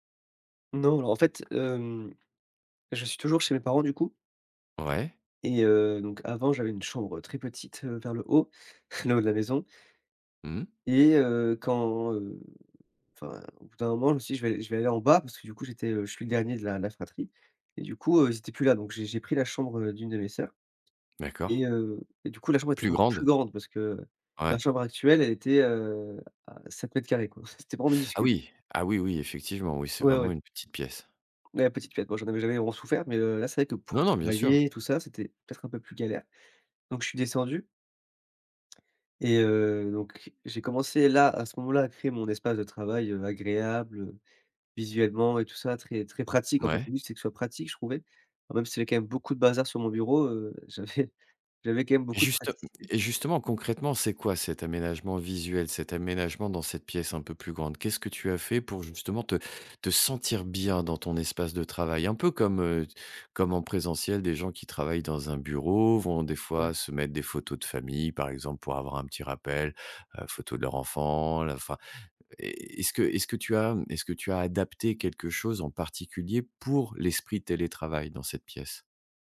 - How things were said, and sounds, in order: chuckle
- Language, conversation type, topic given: French, podcast, Comment aménages-tu ton espace de travail pour télétravailler au quotidien ?